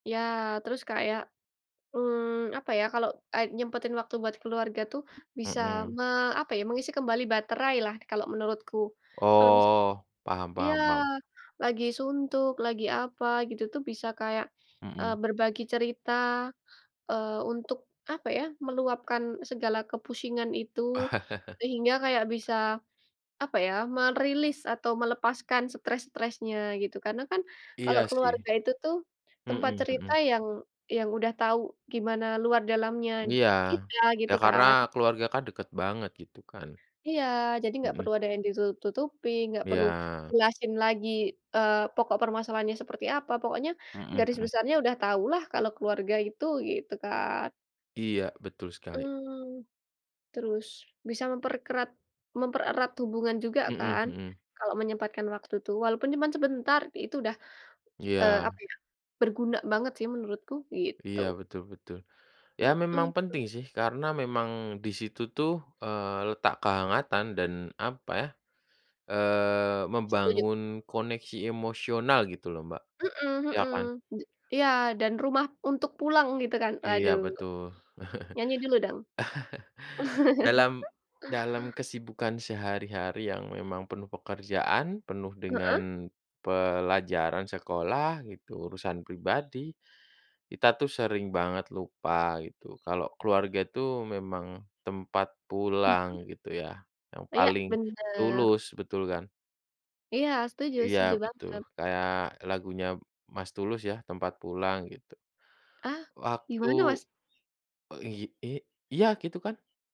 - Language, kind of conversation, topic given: Indonesian, unstructured, Mengapa penting untuk meluangkan waktu khusus bagi keluarga setiap hari?
- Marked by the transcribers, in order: chuckle; other background noise; chuckle; laugh; tapping; bird